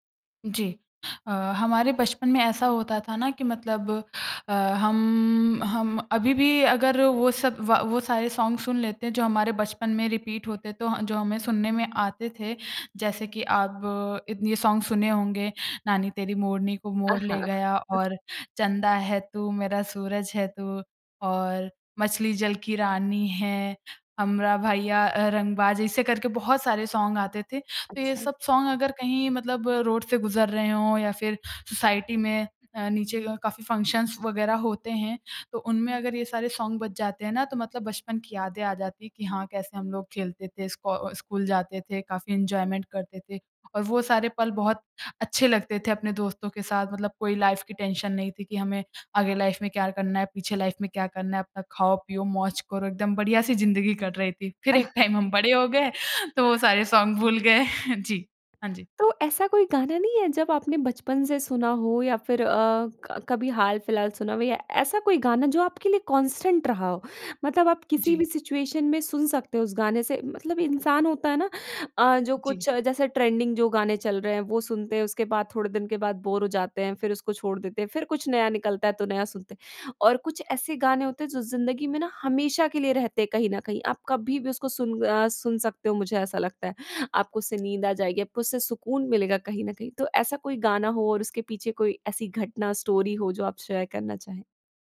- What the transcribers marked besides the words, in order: in English: "सॉन्ग"; in English: "रिपीट"; in English: "सॉन्ग"; chuckle; in English: "सॉन्ग"; in English: "सॉन्ग"; in English: "रोड"; in English: "सोसाइटी"; in English: "फंक्शन्स"; in English: "सॉन्ग"; in English: "एन्जॉयमेंट"; in English: "लाइफ़"; in English: "लाइफ़"; in English: "लाइफ़"; chuckle; joyful: "एक टाइम हम बड़े हो गए तो वो सारे सॉन्ग भूल गए"; in English: "टाइम"; in English: "सॉन्ग"; chuckle; in English: "कांस्टेंट"; in English: "सिचुएशन"; in English: "ट्रेंडिंग"; in English: "स्टोरी"; in English: "शेयर"
- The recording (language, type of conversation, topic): Hindi, podcast, तुम्हारे लिए कौन सा गाना बचपन की याद दिलाता है?